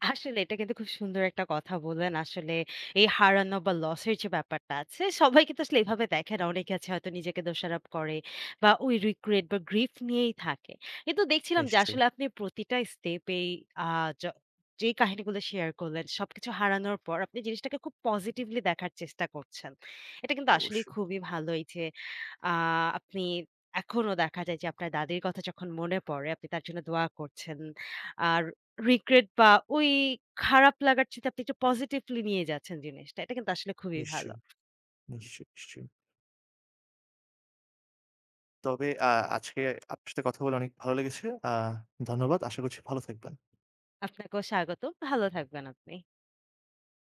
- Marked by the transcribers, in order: laughing while speaking: "আসলে"; laughing while speaking: "সবাই কিন্তু"; other background noise; in English: "regret"; in English: "grief"; tapping
- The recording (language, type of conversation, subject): Bengali, podcast, বড় কোনো ক্ষতি বা গভীর যন্ত্রণার পর আপনি কীভাবে আবার আশা ফিরে পান?